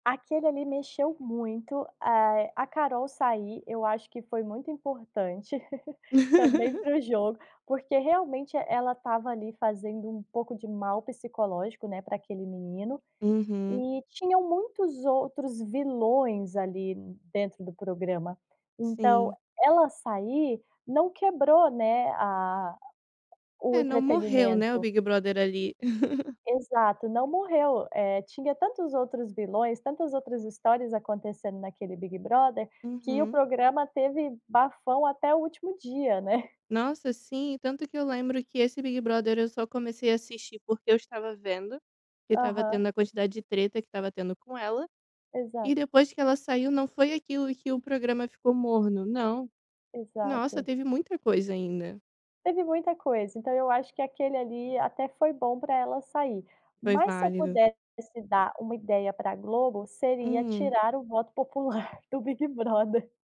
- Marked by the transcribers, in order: laugh; chuckle; chuckle; laughing while speaking: "popular"
- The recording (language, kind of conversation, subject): Portuguese, podcast, Por que os programas de reality show prendem tanta gente?